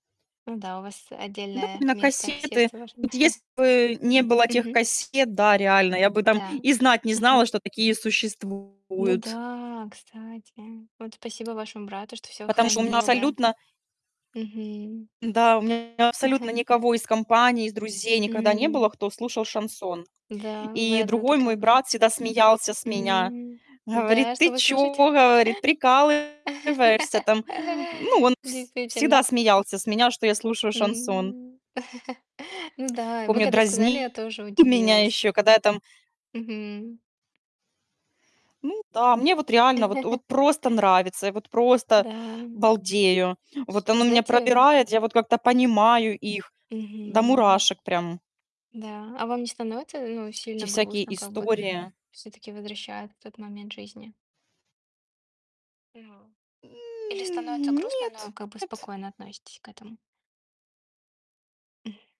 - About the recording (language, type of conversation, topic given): Russian, unstructured, Что вы чувствуете, когда слышите песни из своего детства?
- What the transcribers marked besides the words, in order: distorted speech; chuckle; tapping; unintelligible speech; chuckle; chuckle; other noise; laugh; chuckle; static; chuckle; drawn out: "Мгм"; drawn out: "М"